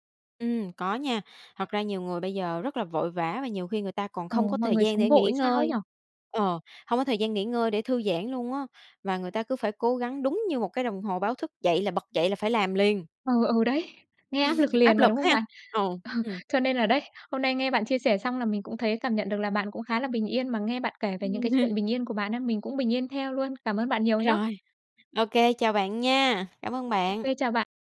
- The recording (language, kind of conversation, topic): Vietnamese, podcast, Bạn có thể kể về một lần bạn tìm được một nơi yên tĩnh để ngồi lại và suy nghĩ không?
- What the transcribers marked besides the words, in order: laugh; laughing while speaking: "Ừ"; laugh; other background noise